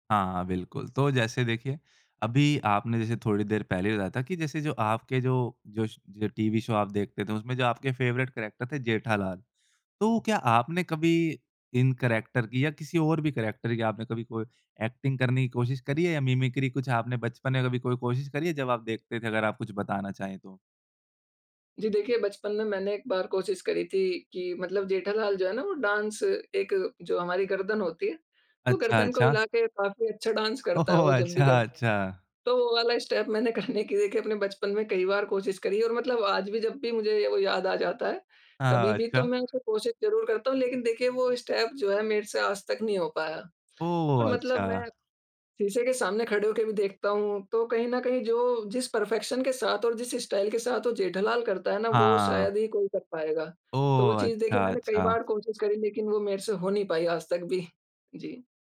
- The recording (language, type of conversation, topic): Hindi, podcast, क्या आपको अपने बचपन के टीवी धारावाहिक अब भी याद आते हैं?
- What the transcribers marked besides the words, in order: in English: "शो"; in English: "फेवरेट कैरेक्टर"; in English: "कैरेक्टर"; in English: "कैरेक्टर"; in English: "एक्टिंग"; in English: "डांस"; in English: "डांस"; laughing while speaking: "ओहो! अच्छा, अच्छा"; in English: "स्टेप"; laughing while speaking: "मैंने करने"; in English: "स्टेप"; in English: "परफेक्शन"; in English: "स्टाइल"